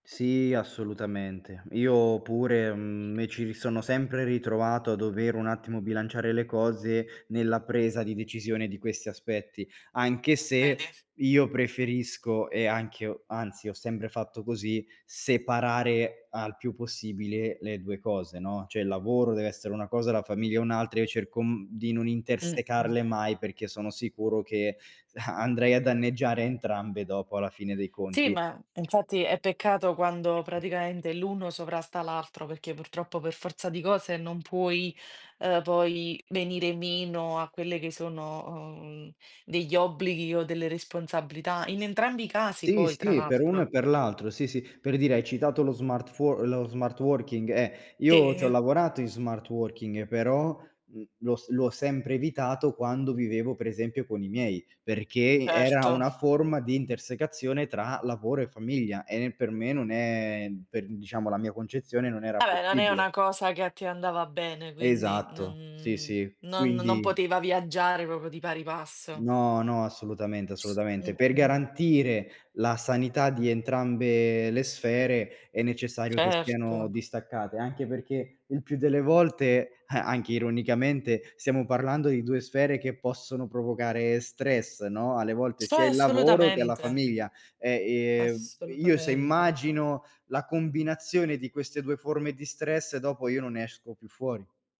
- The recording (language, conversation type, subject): Italian, podcast, Che cosa pesa di più quando devi scegliere tra lavoro e famiglia?
- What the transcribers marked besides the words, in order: other background noise; "cioè" said as "ceh"; background speech; chuckle; tapping; "proprio" said as "popio"; chuckle